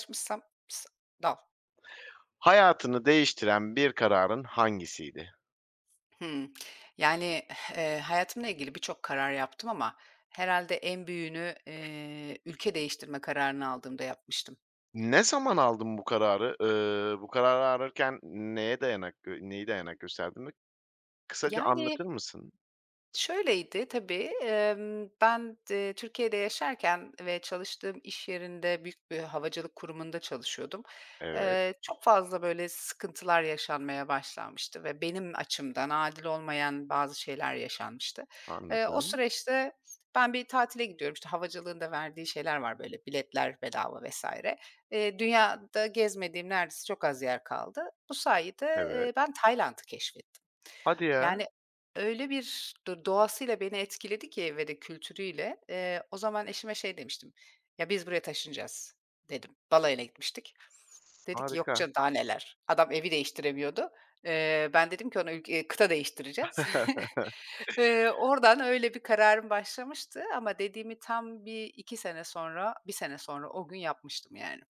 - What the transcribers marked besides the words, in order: unintelligible speech; "alırken" said as "arırken"; other noise; other background noise; chuckle
- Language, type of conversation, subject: Turkish, podcast, Hayatını değiştiren karar hangisiydi?